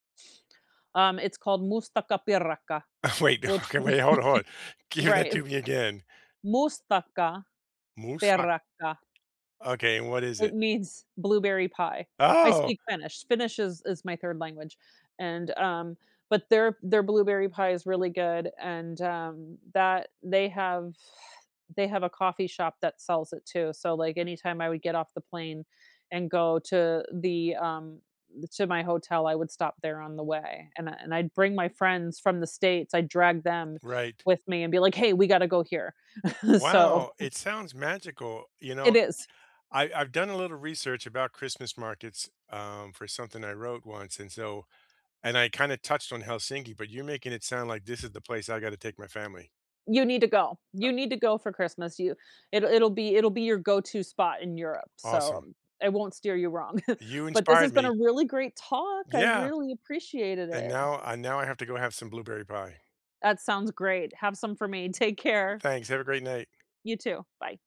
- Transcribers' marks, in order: sniff; in Finnish: "Mustikkapiirakka"; laughing while speaking: "Wait. Okay"; laugh; in Finnish: "Mustikkapiirakka"; chuckle; chuckle; tapping
- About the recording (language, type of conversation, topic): English, unstructured, When friends visit from out of town, where do you take them to eat first, and why is it the perfect introduction to your city?
- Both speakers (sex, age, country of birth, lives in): female, 40-44, United States, United States; male, 55-59, United States, United States